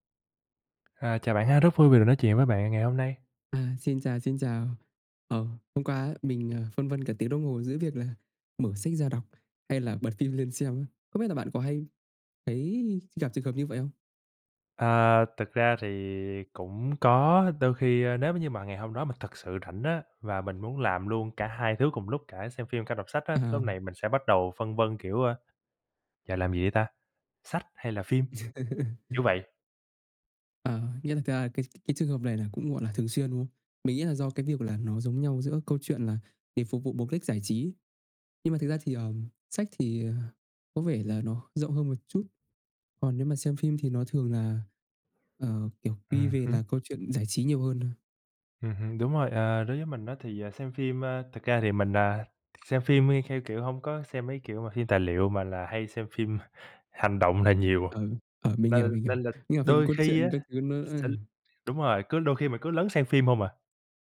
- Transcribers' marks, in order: laugh; tapping
- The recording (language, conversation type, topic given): Vietnamese, unstructured, Bạn thường dựa vào những yếu tố nào để chọn xem phim hay đọc sách?